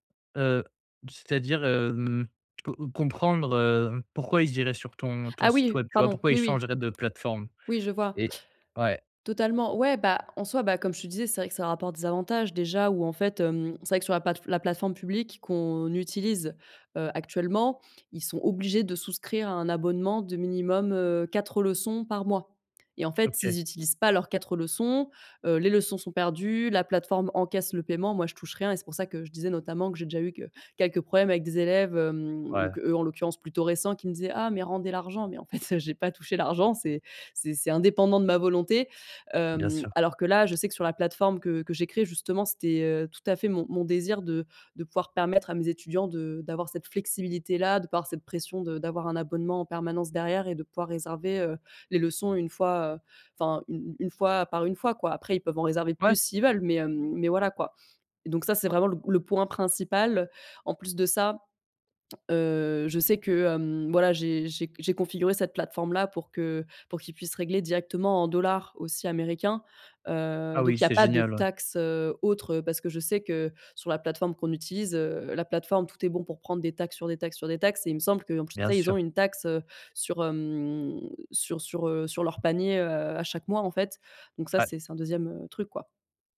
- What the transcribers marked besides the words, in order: other background noise; tapping; drawn out: "hem"; drawn out: "hem"
- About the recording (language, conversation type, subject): French, advice, Comment puis-je me faire remarquer au travail sans paraître vantard ?